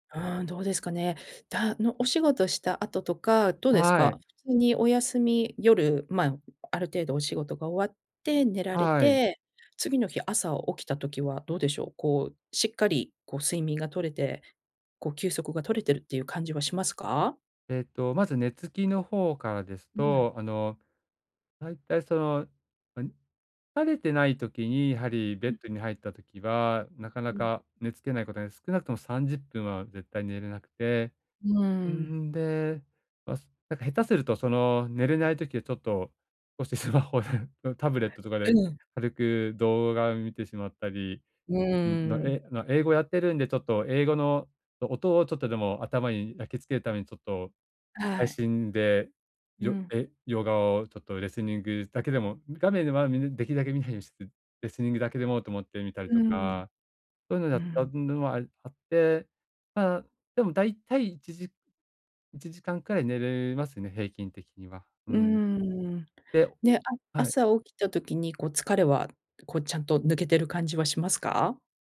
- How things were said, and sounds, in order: laughing while speaking: "こうしてスマホで"
- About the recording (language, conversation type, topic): Japanese, advice, 家で効果的に休息するにはどうすればよいですか？
- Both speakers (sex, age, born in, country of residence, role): female, 50-54, Japan, United States, advisor; male, 45-49, Japan, Japan, user